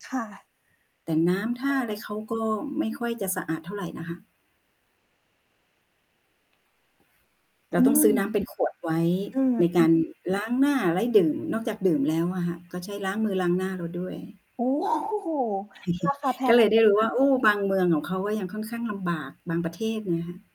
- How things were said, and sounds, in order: static; distorted speech; tapping; dog barking; chuckle
- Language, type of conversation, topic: Thai, unstructured, ประสบการณ์การเดินทางครั้งไหนที่ทำให้คุณประทับใจมากที่สุด?